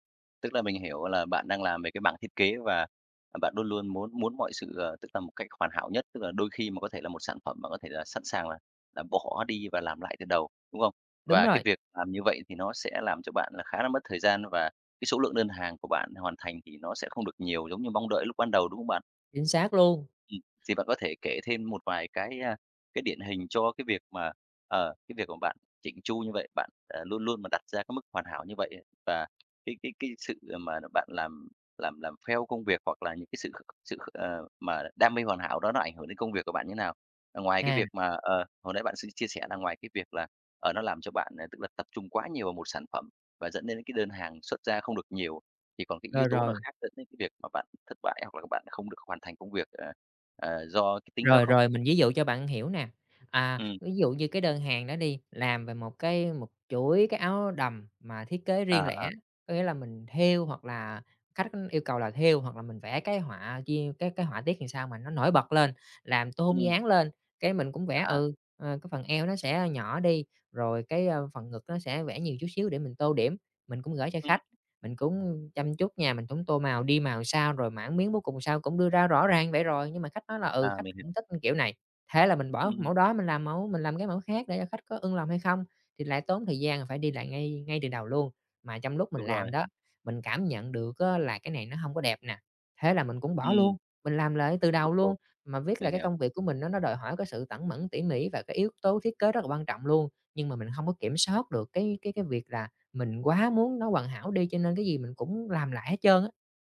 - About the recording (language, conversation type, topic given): Vietnamese, advice, Làm thế nào để vượt qua tính cầu toàn khiến bạn không hoàn thành công việc?
- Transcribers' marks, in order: tapping; in English: "pheo"; "fail" said as "pheo"; unintelligible speech